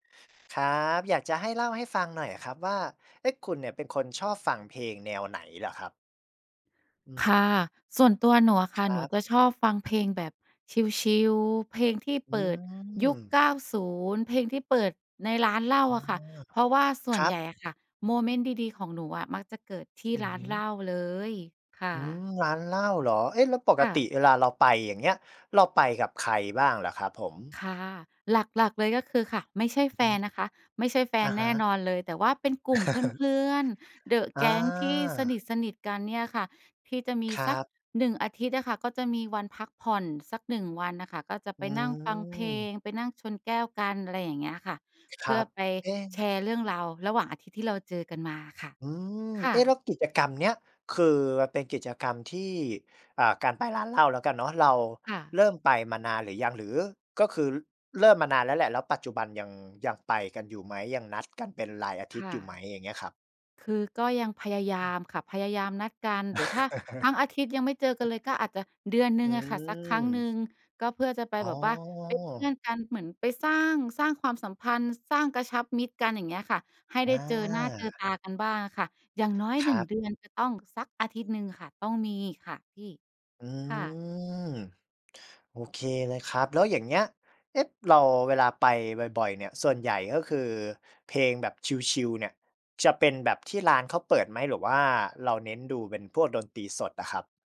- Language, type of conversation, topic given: Thai, podcast, ตอนนี้เพลงโปรดของคุณคือเพลงอะไร และทำไมถึงชอบเพลงนั้น?
- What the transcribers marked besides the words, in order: other background noise; chuckle; chuckle; tapping; drawn out: "อืม"